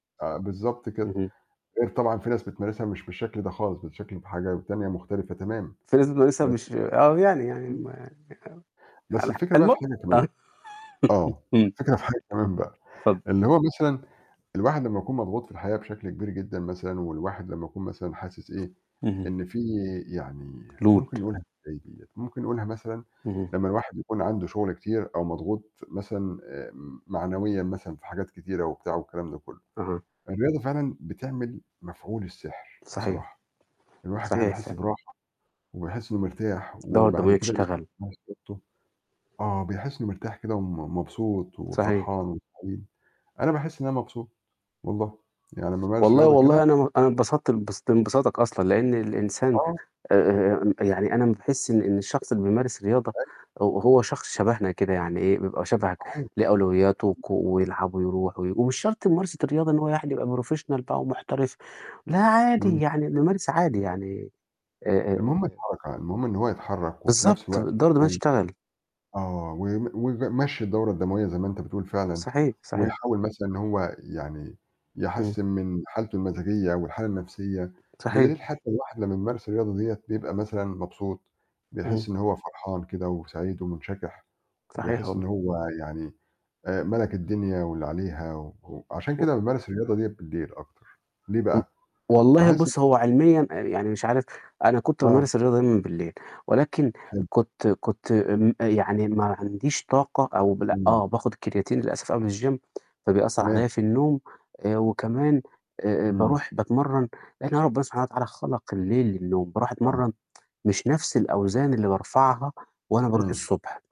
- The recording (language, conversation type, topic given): Arabic, unstructured, إيه رأيك في أهمية إننا نمارس الرياضة كل يوم؟
- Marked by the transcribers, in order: tapping; unintelligible speech; laugh; static; in English: "load"; unintelligible speech; other noise; in English: "professional"; other background noise; unintelligible speech; in English: "الgym"; tsk